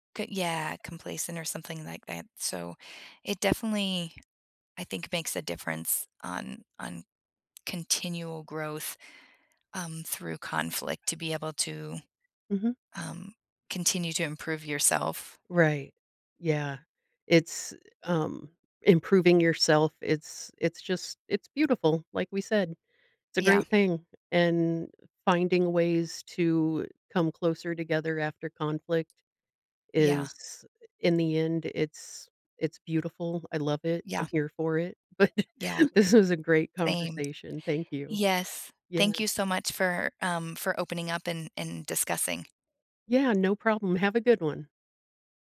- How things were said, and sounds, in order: tapping; laughing while speaking: "but"
- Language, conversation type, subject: English, unstructured, How has conflict unexpectedly brought people closer?